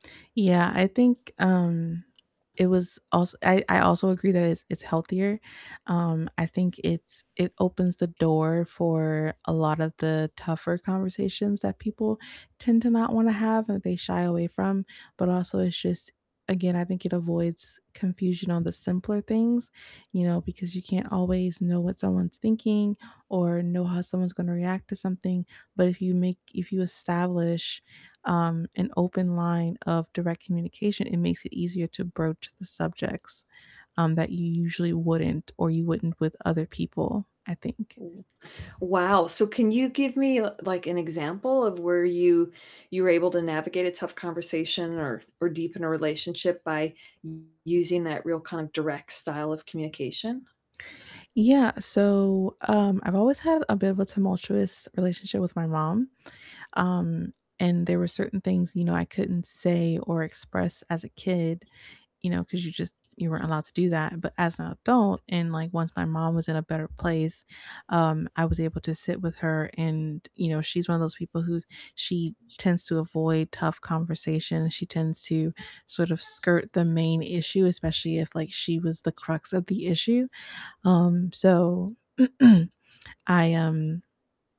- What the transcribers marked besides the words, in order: other background noise; background speech; static; tapping; mechanical hum; horn; throat clearing
- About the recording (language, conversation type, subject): English, unstructured, What is the best advice you’ve received about communication?
- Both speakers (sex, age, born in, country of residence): female, 30-34, United States, United States; female, 50-54, United States, United States